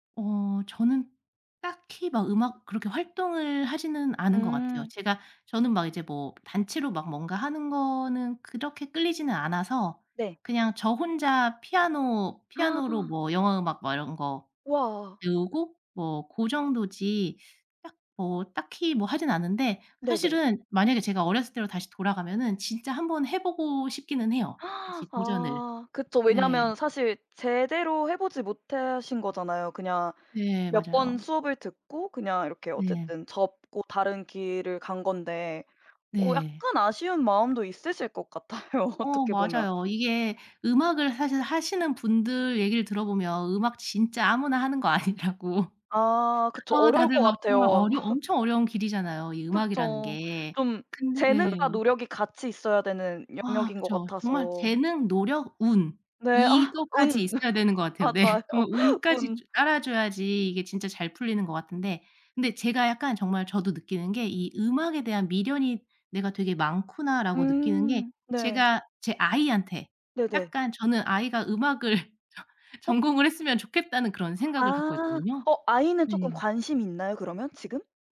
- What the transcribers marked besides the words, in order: gasp; gasp; laughing while speaking: "같아요"; laughing while speaking: "아니라고"; other background noise; laugh; laugh; laughing while speaking: "네"; laughing while speaking: "맞아요"; laugh; laughing while speaking: "저"
- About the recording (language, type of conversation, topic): Korean, podcast, 음악 취향이 형성된 계기가 있나요?